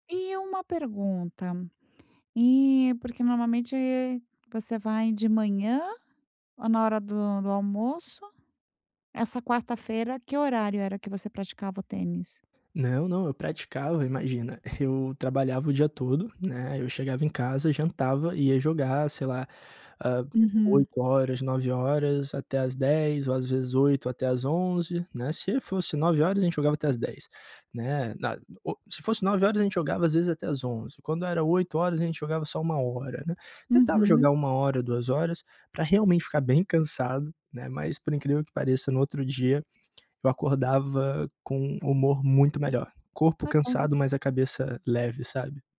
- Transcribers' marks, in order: unintelligible speech; tapping
- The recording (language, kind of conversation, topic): Portuguese, advice, Como posso começar um novo hobby sem ficar desmotivado?